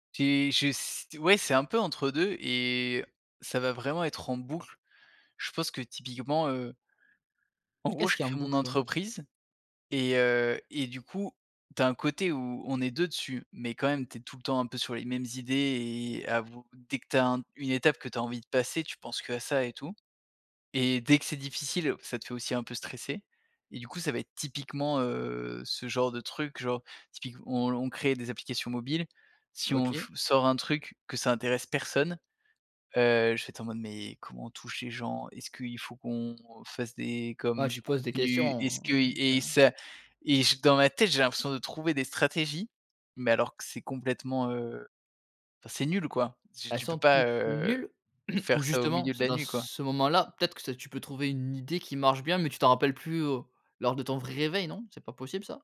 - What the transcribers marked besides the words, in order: other background noise; stressed: "vrai"
- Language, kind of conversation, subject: French, podcast, Comment gères-tu les pensées qui tournent en boucle ?